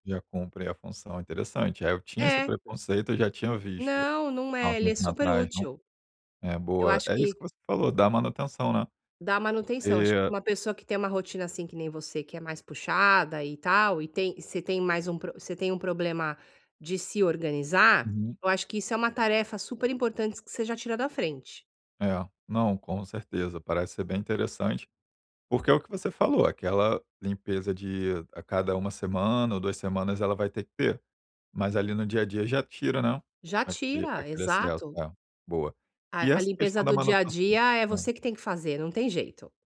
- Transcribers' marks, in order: none
- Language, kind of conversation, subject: Portuguese, advice, Como posso me sentir mais relaxado em casa?